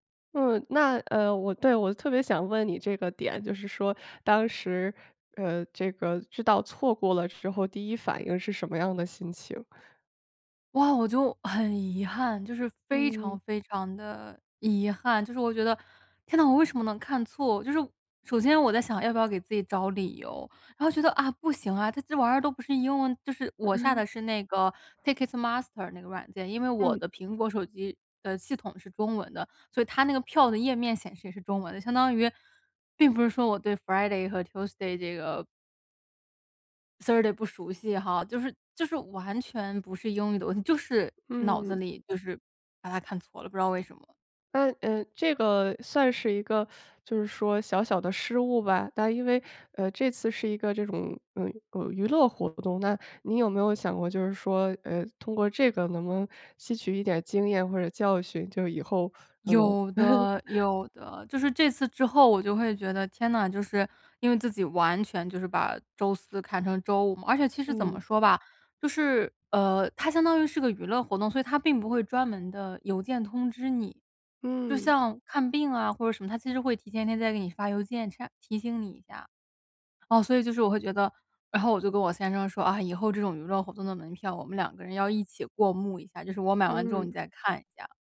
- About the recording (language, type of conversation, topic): Chinese, podcast, 有没有过一次错过反而带来好运的经历？
- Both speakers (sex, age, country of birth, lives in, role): female, 30-34, China, United States, guest; female, 30-34, China, United States, host
- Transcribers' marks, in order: tapping; in English: "Ticketmaster"; chuckle; in English: "Friday"; in English: "Tuesday"; in English: "Thursday"; teeth sucking; laugh; in English: "Che"